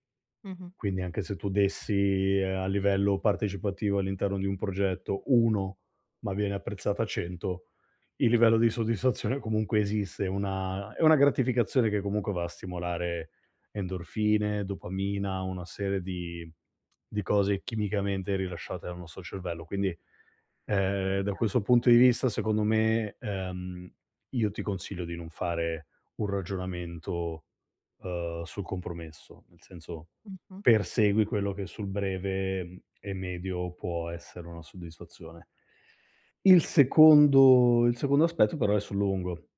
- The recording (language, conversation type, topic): Italian, advice, Come posso prendere una decisione importante senza tradire i miei valori personali?
- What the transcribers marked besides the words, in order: tapping